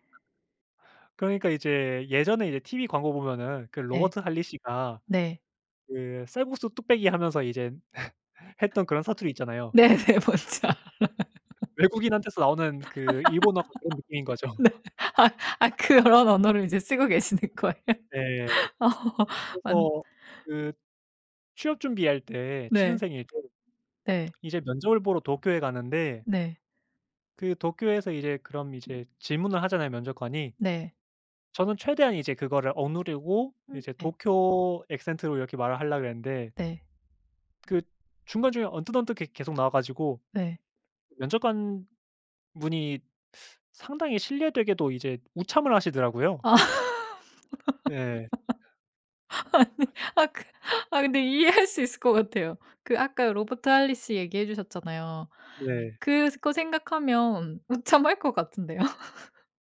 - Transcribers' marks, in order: other background noise; laugh; tapping; laughing while speaking: "네네. 뭔지 알아요"; laugh; laughing while speaking: "네. 아 아. 그런 언어를 이제 쓰고 계시는 거예요? 오"; laugh; put-on voice: "도쿄에"; put-on voice: "도쿄에서"; laughing while speaking: "아. 아니 아까. 아 근데 이해할 수 있을 것 같아요"; laughing while speaking: "웃참할 것 같은데요"; laugh
- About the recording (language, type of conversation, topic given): Korean, podcast, 사투리나 말투가 당신에게 어떤 의미인가요?